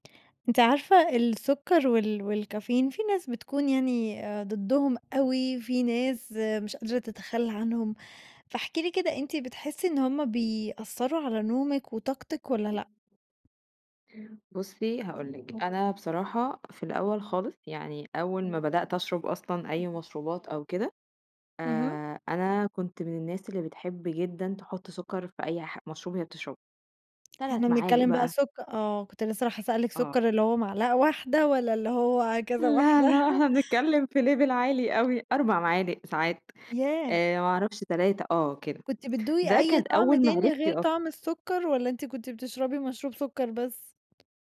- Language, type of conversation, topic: Arabic, podcast, إيه تأثير السكر والكافيين على نومك وطاقتك؟
- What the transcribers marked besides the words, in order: other background noise; chuckle; in English: "level"